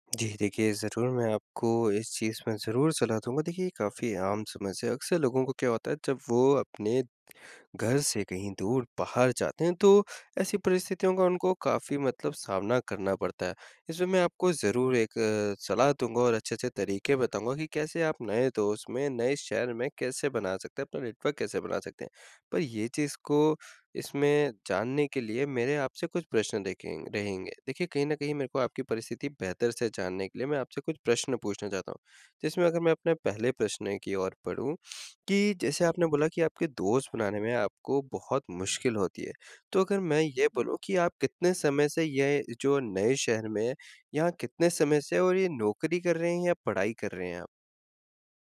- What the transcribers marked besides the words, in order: tapping
- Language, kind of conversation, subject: Hindi, advice, नए शहर में दोस्त कैसे बनाएँ और अपना सामाजिक दायरा कैसे बढ़ाएँ?